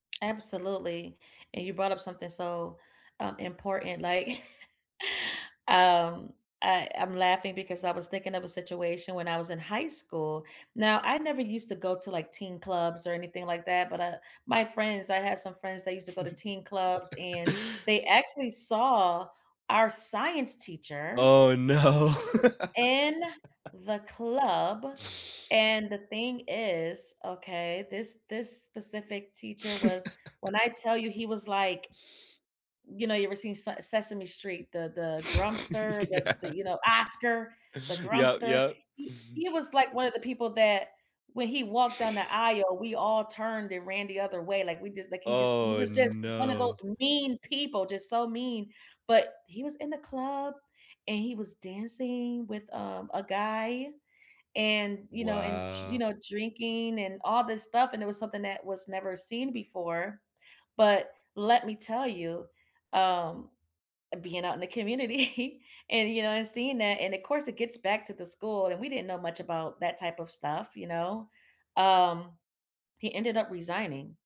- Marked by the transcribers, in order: laugh; tapping; chuckle; laughing while speaking: "no"; laugh; laugh; laughing while speaking: "Yeah"; chuckle; other background noise; laughing while speaking: "community"
- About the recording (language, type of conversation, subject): English, unstructured, How do you think community events bring people together?
- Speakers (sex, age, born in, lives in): female, 35-39, United States, United States; male, 30-34, United States, United States